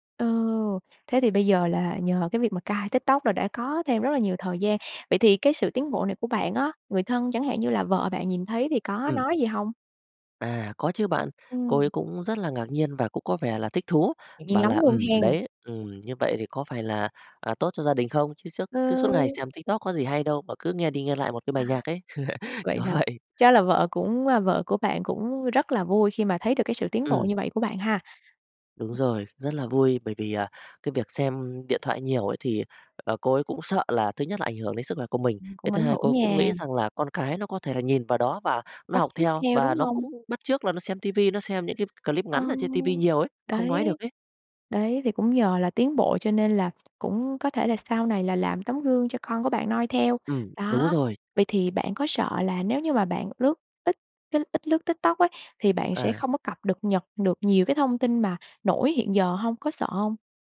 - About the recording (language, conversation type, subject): Vietnamese, podcast, Bạn đã bao giờ tạm ngừng dùng mạng xã hội một thời gian chưa, và bạn cảm thấy thế nào?
- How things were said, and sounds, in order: tapping; laugh; laughing while speaking: "vậy"; unintelligible speech; other background noise